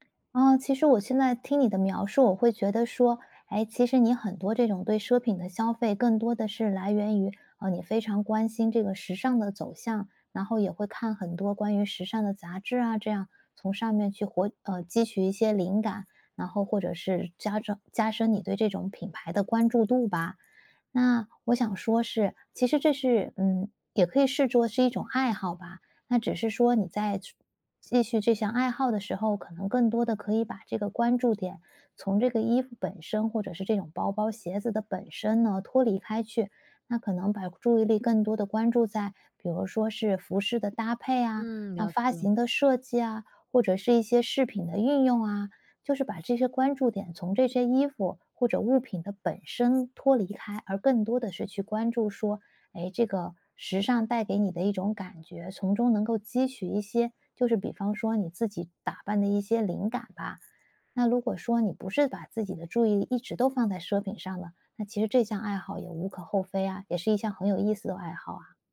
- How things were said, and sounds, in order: none
- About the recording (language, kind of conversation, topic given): Chinese, advice, 如何更有效地避免冲动消费？